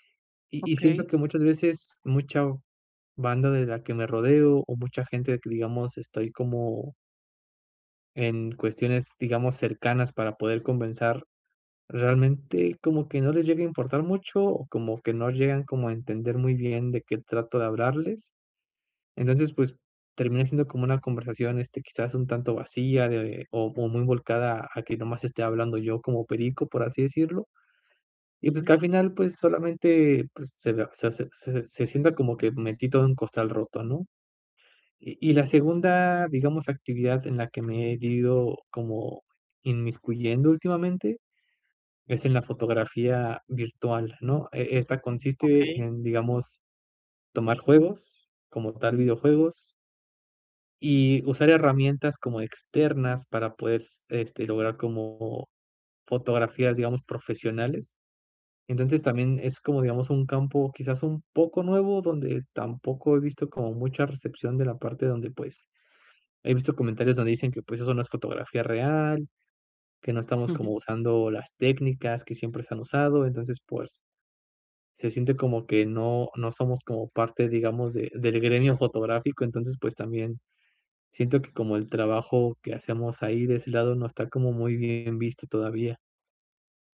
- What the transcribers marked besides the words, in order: "conversar" said as "convensar"; other background noise; "ido" said as "dido"
- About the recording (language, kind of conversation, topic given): Spanish, advice, ¿Por qué ocultas tus aficiones por miedo al juicio de los demás?